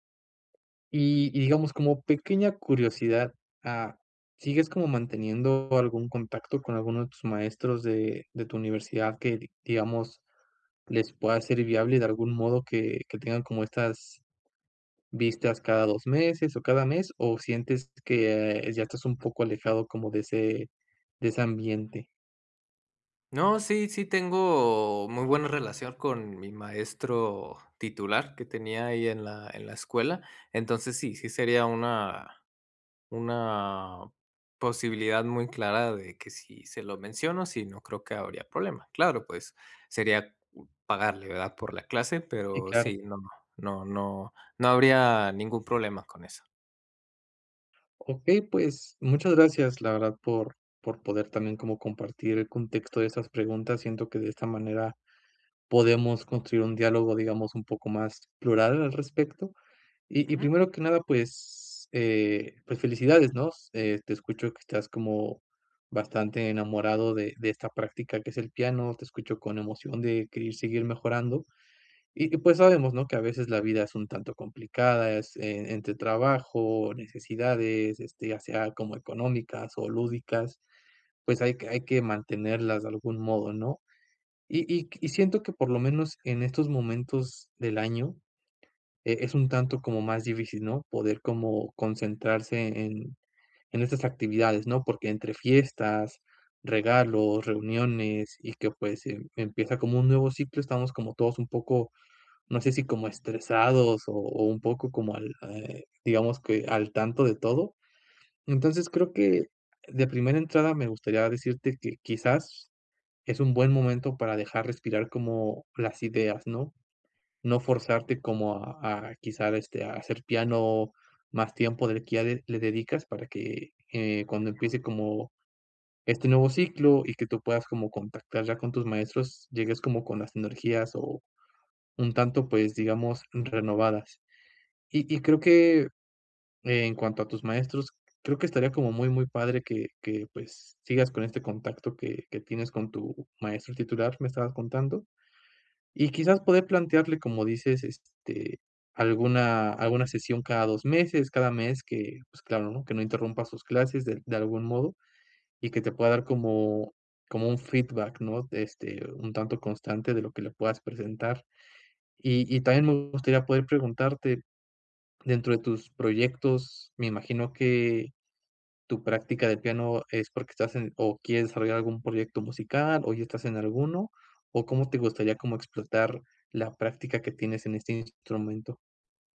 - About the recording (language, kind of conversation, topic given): Spanish, advice, ¿Cómo puedo mantener mi práctica cuando estoy muy estresado?
- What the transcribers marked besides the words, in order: other background noise; tapping; dog barking